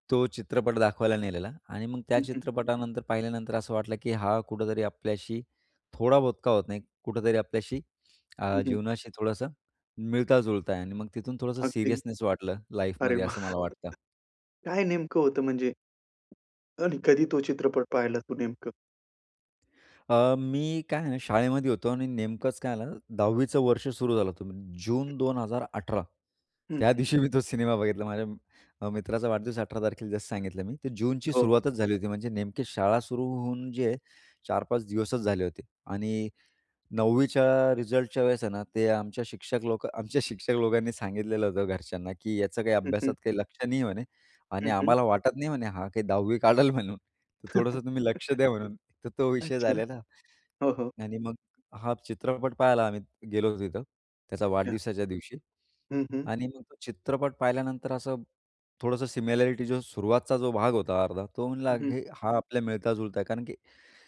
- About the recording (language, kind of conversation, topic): Marathi, podcast, तुला कोणता चित्रपट आवडतो आणि का?
- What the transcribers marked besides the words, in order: in English: "लाईफमध्ये"; chuckle; tapping; other background noise; laughing while speaking: "त्या दिवशी मी तो सिनेमा बघितला"; chuckle